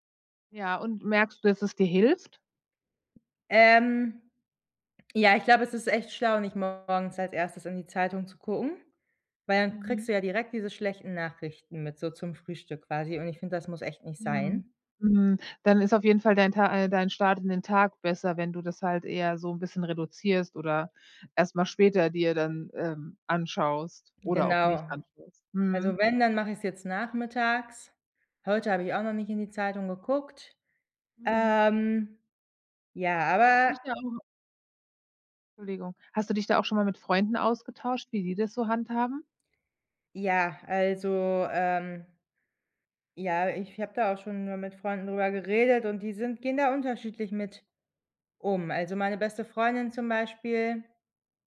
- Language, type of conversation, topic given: German, advice, Wie kann ich emotionale Überforderung durch ständige Katastrophenmeldungen verringern?
- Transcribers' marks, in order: other background noise; drawn out: "Ähm"